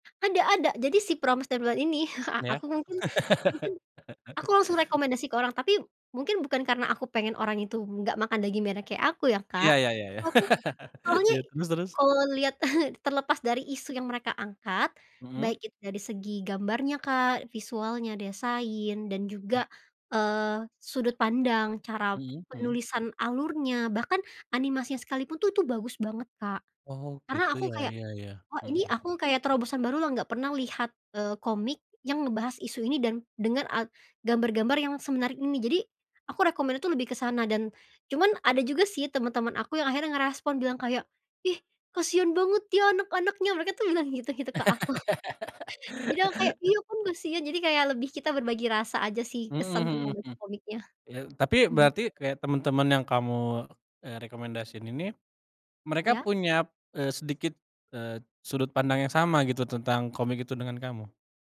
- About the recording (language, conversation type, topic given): Indonesian, podcast, Pernahkah sebuah buku mengubah cara pandangmu tentang sesuatu?
- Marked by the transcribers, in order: chuckle; laugh; laugh; chuckle; in English: "recommend-nya"; laughing while speaking: "bilang gitu gitu ke, aku"; laugh; chuckle; "punya" said as "punyap"